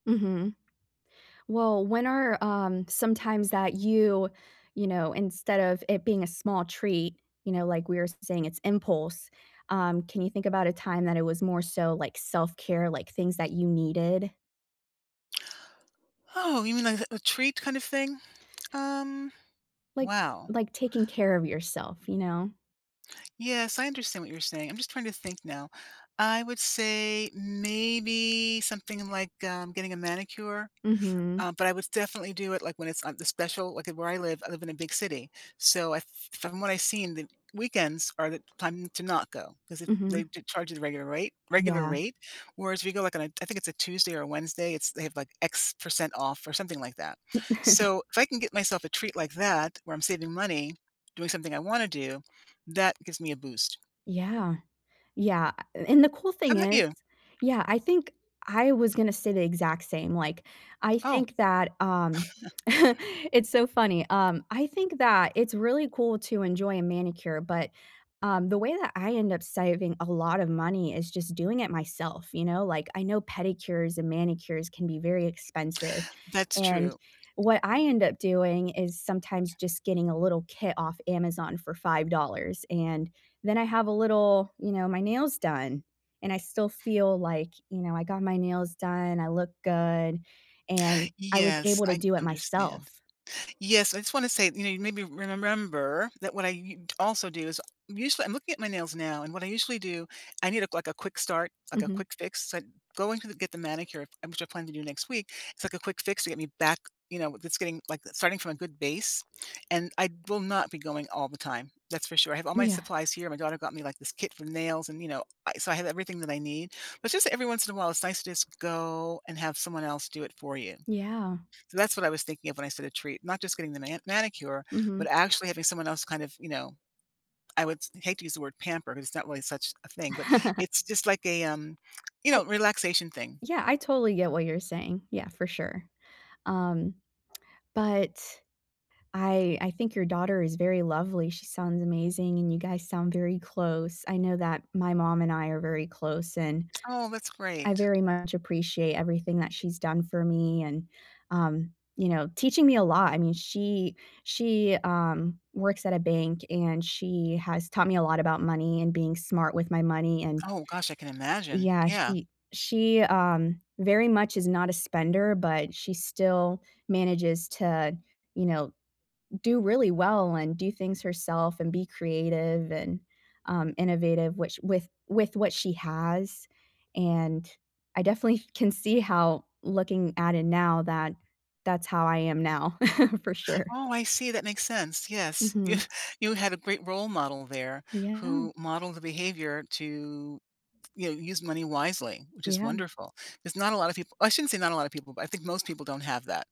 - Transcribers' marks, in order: chuckle; lip smack; chuckle; other background noise; laugh; lip smack; tapping; chuckle; laughing while speaking: "for sure"; laughing while speaking: "Yeah"
- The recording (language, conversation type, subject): English, unstructured, How can I balance saving for the future with small treats?